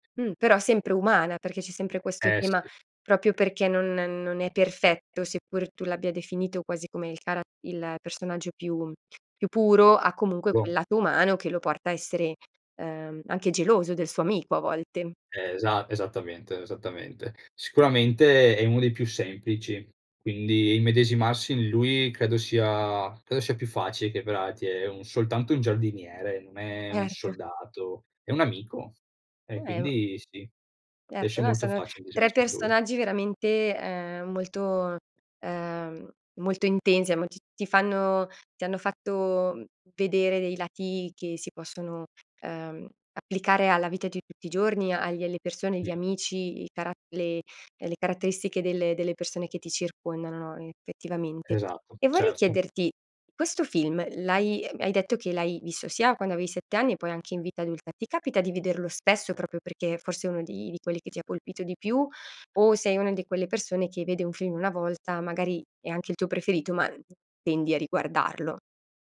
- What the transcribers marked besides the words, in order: "proprio" said as "propio"; other background noise; "altri" said as "ati"; "Riesce" said as "iesce"; "immedesimarsi" said as "medesimarsi"
- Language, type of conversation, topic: Italian, podcast, Raccontami del film che ti ha cambiato la vita